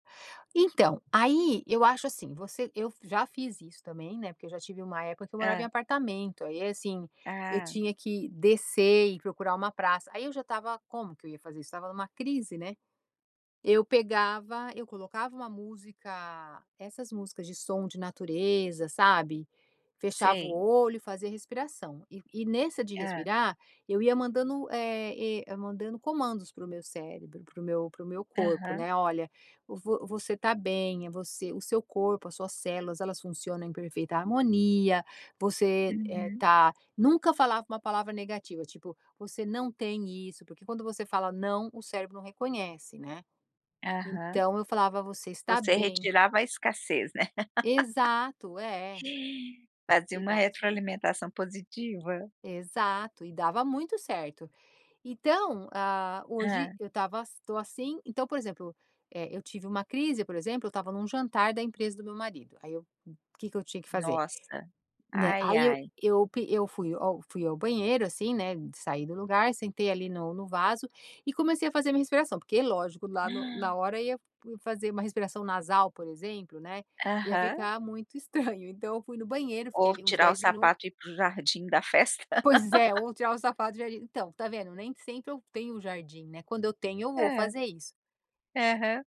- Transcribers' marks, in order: laugh; laugh; tapping
- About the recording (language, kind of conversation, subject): Portuguese, podcast, Como a natureza pode ajudar você a lidar com a ansiedade?